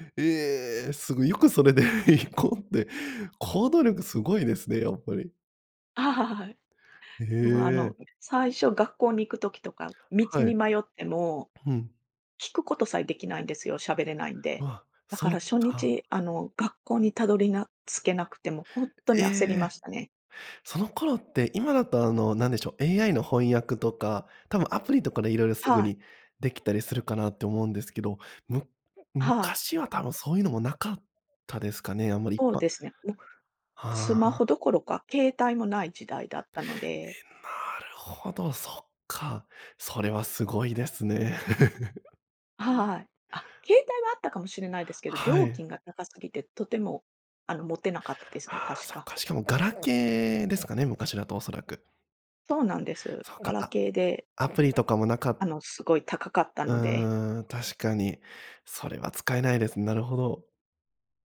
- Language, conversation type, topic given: Japanese, podcast, ひとり旅で一番忘れられない体験は何でしたか？
- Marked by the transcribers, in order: laughing while speaking: "それで行こうって"; other background noise; chuckle